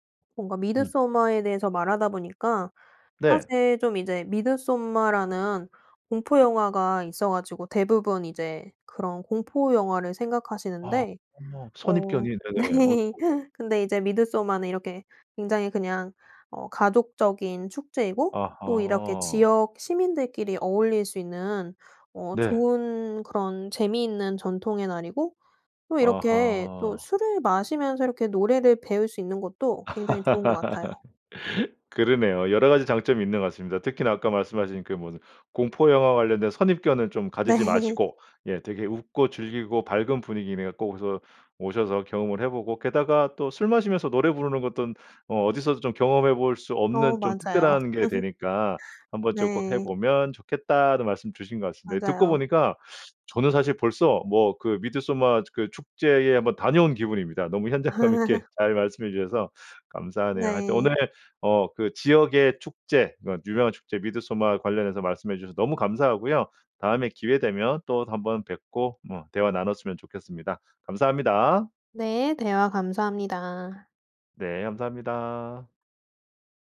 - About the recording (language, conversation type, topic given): Korean, podcast, 고향에서 열리는 축제나 행사를 소개해 주실 수 있나요?
- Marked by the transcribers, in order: laughing while speaking: "네"; laugh; laughing while speaking: "네"; laugh; laugh; laughing while speaking: "현장감 있게"